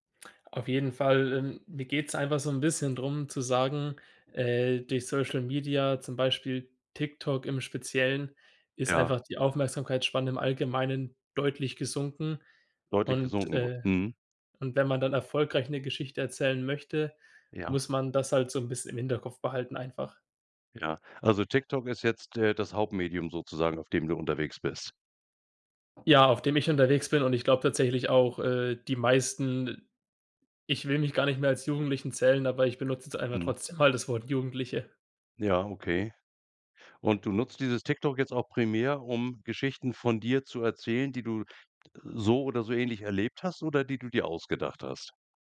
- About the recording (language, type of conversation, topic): German, podcast, Wie verändern soziale Medien die Art, wie Geschichten erzählt werden?
- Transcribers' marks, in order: other background noise